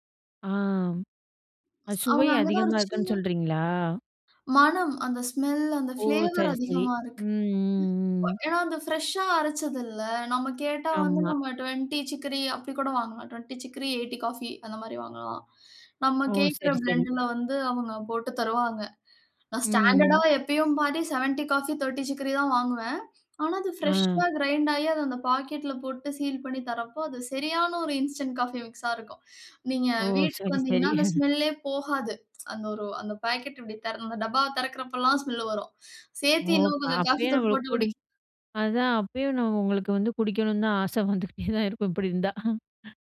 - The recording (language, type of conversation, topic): Tamil, podcast, ஒரு பழக்கத்தை மாற்ற நீங்கள் எடுத்த முதல் படி என்ன?
- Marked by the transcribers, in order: other noise; in English: "ஸ்மெல்"; in English: "பிளேவர்"; in English: "டுவென்டி"; in English: "டுவென்டி"; in English: "எய்ட்டி"; in English: "பிளெண்ட்இல"; in English: "ஸ்டாண்டர்டா"; in English: "செவண்டி"; in English: "திர்டி"; in English: "பிரஷா கிரைண்ட்"; in English: "இன்ஸ்டன்ட் காஃபி மிக்ஸா"; laughing while speaking: "அந்த ஸ்மெல்லே போகாது. அந்த ஒரு … தூள் போட்டு குடி"; chuckle; tsk; laughing while speaking: "குடிக்கணும்னு தான் ஆசை வந்துகிட்டே தான் இருக்கும், இப்படி இருந்தா"